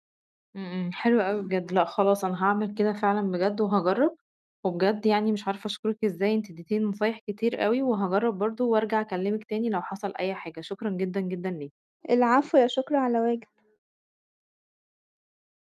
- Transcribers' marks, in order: other background noise
- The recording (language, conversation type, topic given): Arabic, advice, إزاي أقدر ألتزم بنظام أكل صحي بعد ما جرّبت رجيمات كتير قبل كده وما نجحتش؟